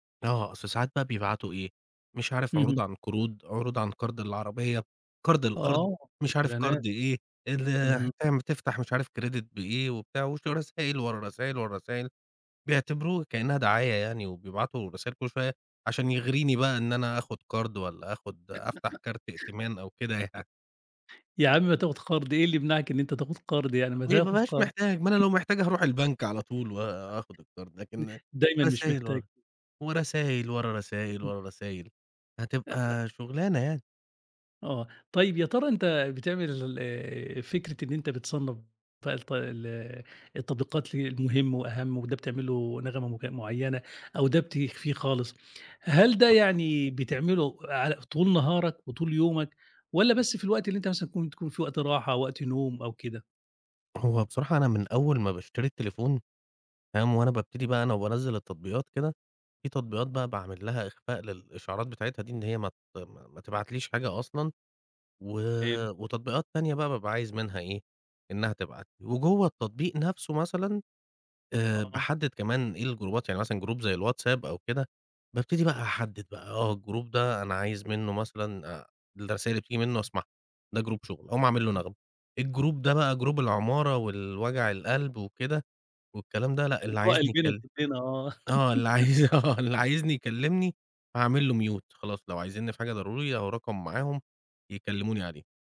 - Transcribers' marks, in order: unintelligible speech; in English: "كريدت"; tapping; laugh; laughing while speaking: "يعني"; other noise; laugh; in English: "الجروبات"; in English: "جروب"; in English: "الجروب"; in English: "جروب"; in English: "الجروب"; in English: "جروب"; unintelligible speech; laugh; laughing while speaking: "اللي عايز آه"; in English: "mute"
- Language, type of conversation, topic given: Arabic, podcast, إزاي بتتعامل مع إشعارات التطبيقات اللي بتضايقك؟